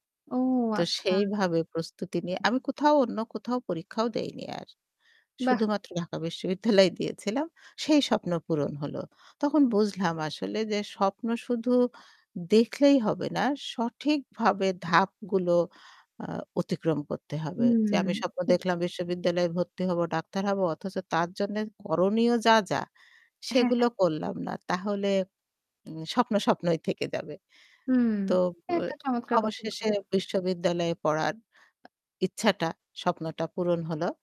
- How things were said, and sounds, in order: static; laughing while speaking: "শুধুমাত্র ঢাকা বিশ্ববিদ্যালয় দিয়েছিলাম"; tapping
- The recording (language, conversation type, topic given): Bengali, podcast, আপনি কীভাবে আপনার স্বপ্নকে বাস্তব করতে ছোট ছোট ধাপে ভাগ করবেন?